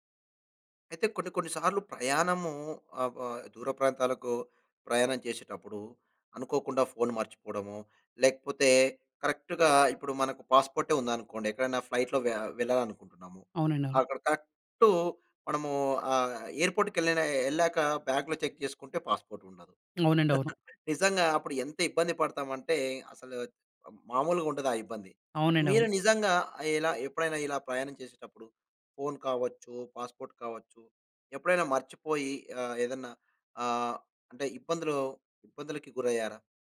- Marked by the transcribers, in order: in English: "కరెక్ట్‌గా"; in English: "ఫ్లైట్‌లో"; in English: "బ్యాగ్‌లో చెక్"; in English: "పాస్‌పోర్ట్"; chuckle; in English: "పాస్‌పోర్ట్"
- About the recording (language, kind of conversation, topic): Telugu, podcast, పాస్‌పోర్టు లేదా ఫోన్ కోల్పోవడం వల్ల మీ ప్రయాణం ఎలా మారింది?